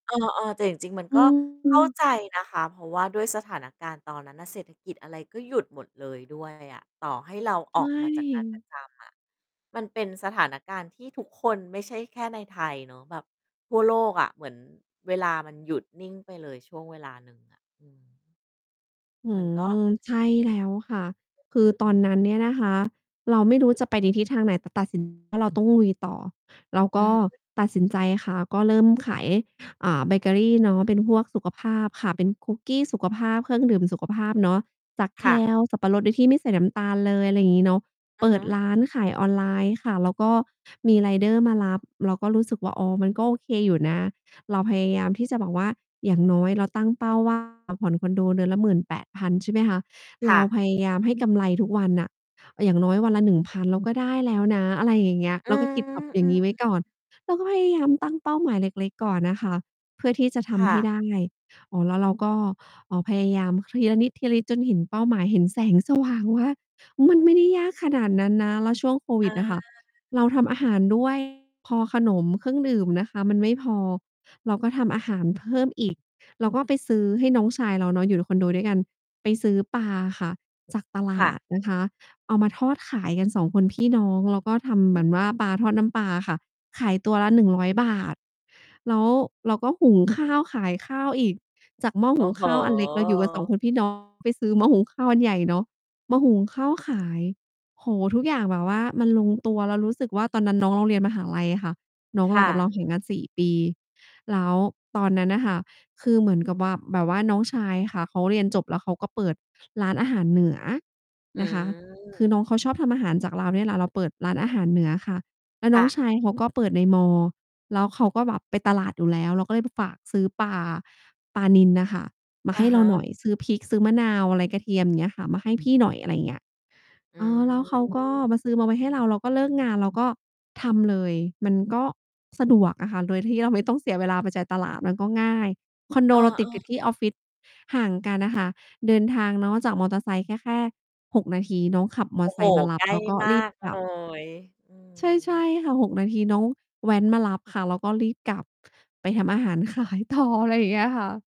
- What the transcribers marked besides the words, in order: distorted speech; mechanical hum; tapping; other background noise; background speech; laughing while speaking: "ขายต่อ อะไรอย่างเงี้ยค่ะ"
- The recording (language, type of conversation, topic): Thai, podcast, คุณรับมือกับความกลัวก่อนตัดสินใจเปลี่ยนแปลงอย่างไร?